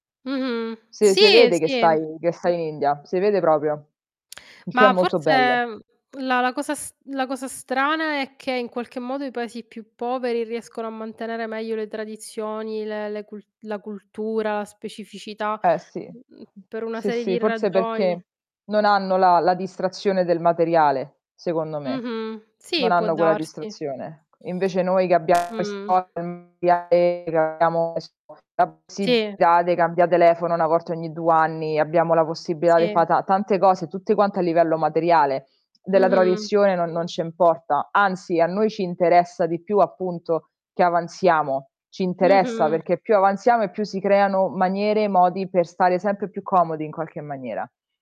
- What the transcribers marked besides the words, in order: static; "proprio" said as "propio"; tapping; unintelligible speech; drawn out: "Mh"; "possibilità" said as "possibità"
- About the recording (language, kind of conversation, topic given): Italian, unstructured, Ti piacciono di più le città storiche o le metropoli moderne?